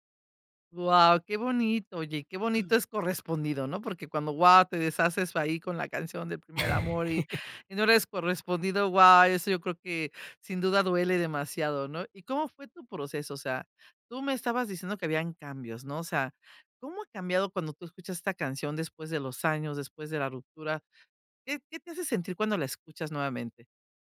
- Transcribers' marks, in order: other noise; laugh
- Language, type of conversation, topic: Spanish, podcast, ¿Qué canción asocias con tu primer amor?